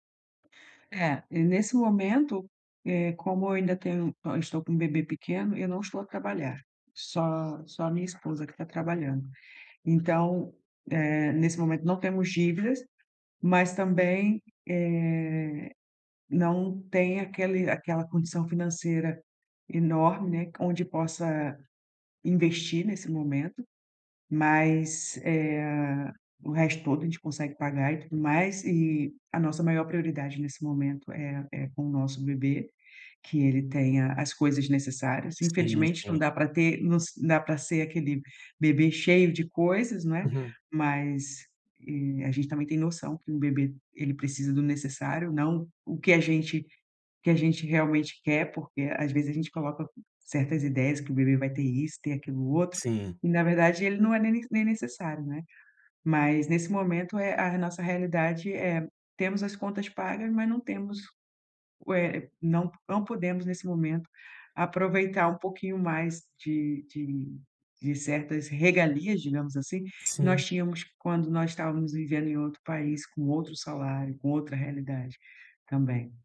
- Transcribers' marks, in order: none
- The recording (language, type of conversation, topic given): Portuguese, advice, Como posso reduzir meu consumo e viver bem com menos coisas no dia a dia?